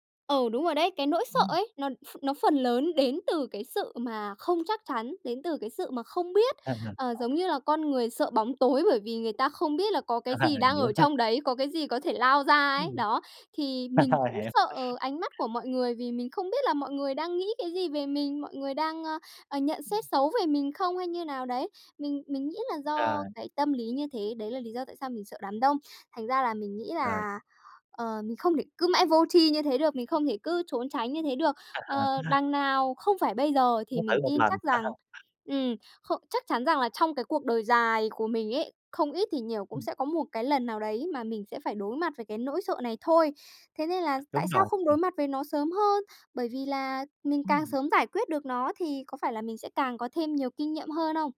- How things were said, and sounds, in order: laugh; other background noise; tapping; laughing while speaking: "Rồi, hiểu ha"; laugh; laugh
- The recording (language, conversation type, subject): Vietnamese, podcast, Bạn đã vượt qua nỗi sợ lớn nhất của mình như thế nào?